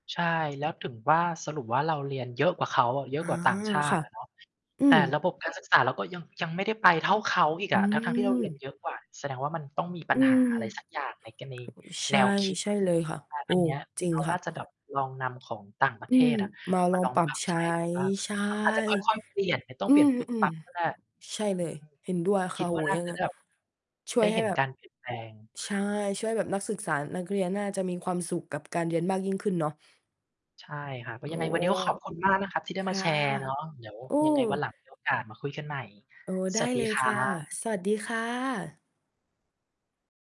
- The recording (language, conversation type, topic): Thai, unstructured, ระบบการศึกษาปัจจุบันทำให้นักเรียนเครียดมากเกินไปหรือไม่?
- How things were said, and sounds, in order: mechanical hum; distorted speech; other noise; other background noise